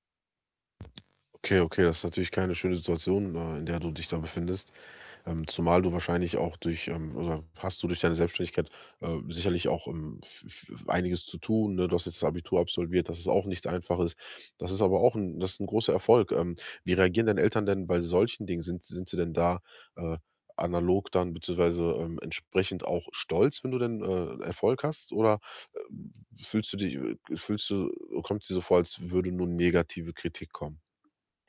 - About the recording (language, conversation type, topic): German, advice, Wie kann ich mit Konflikten mit meinen Eltern über meine Lebensentscheidungen wie Job, Partner oder Wohnort umgehen?
- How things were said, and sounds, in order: mechanical hum; static